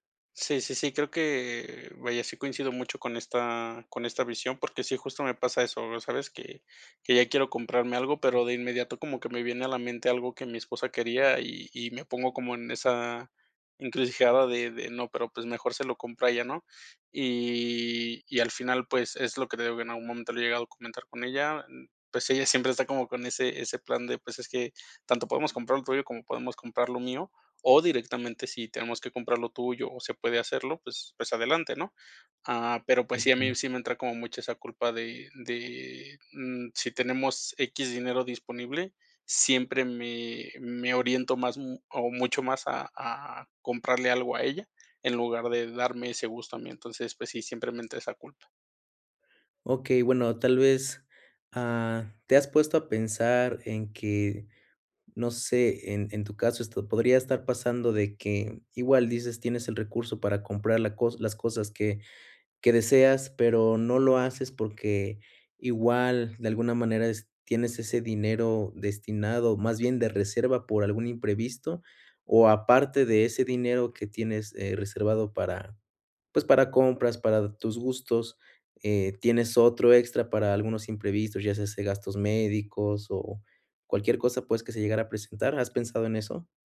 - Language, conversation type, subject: Spanish, advice, ¿Por qué me siento culpable o ansioso al gastar en mí mismo?
- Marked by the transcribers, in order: other background noise